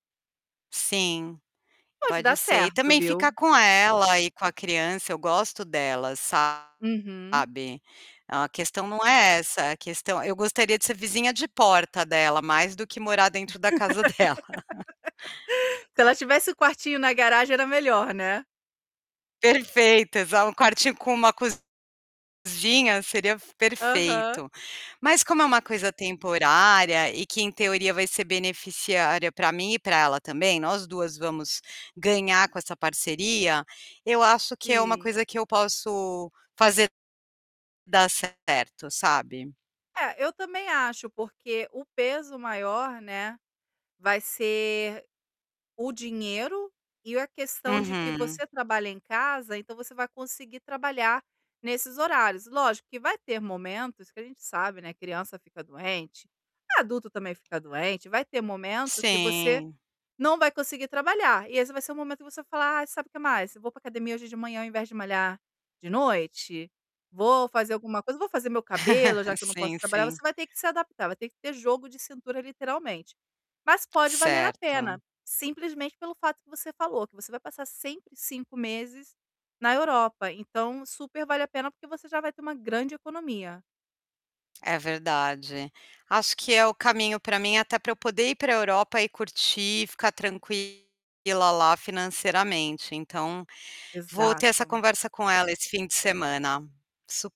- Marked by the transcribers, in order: distorted speech; tapping; laugh; chuckle; static; chuckle
- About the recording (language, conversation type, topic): Portuguese, advice, Qual é a sua dúvida sobre morar juntos?